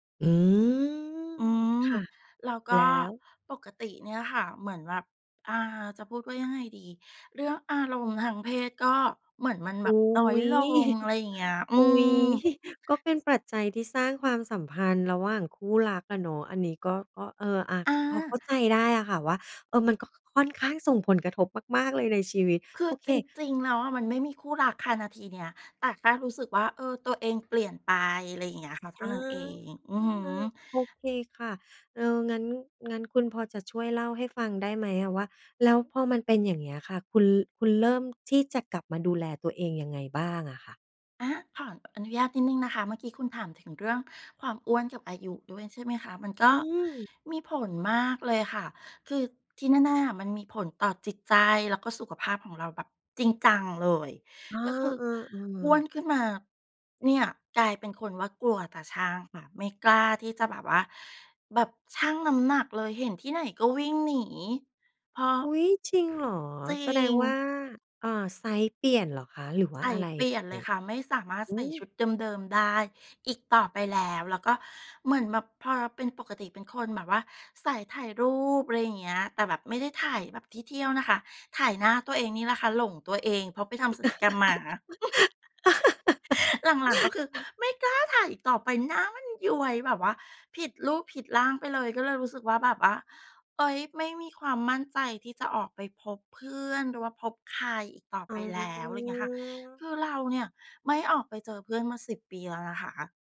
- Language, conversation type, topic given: Thai, podcast, คุณเริ่มต้นจากตรงไหนเมื่อจะสอนตัวเองเรื่องใหม่ๆ?
- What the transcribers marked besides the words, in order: drawn out: "อืม"; chuckle; other background noise; tapping; laugh; chuckle; drawn out: "อ๋อ"